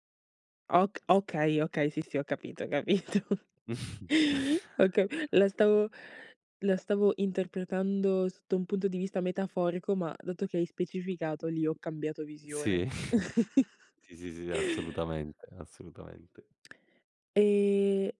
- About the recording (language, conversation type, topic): Italian, podcast, Com’è diventata la musica una parte importante della tua vita?
- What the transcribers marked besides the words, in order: laughing while speaking: "capito"; chuckle; other noise; chuckle; drawn out: "E"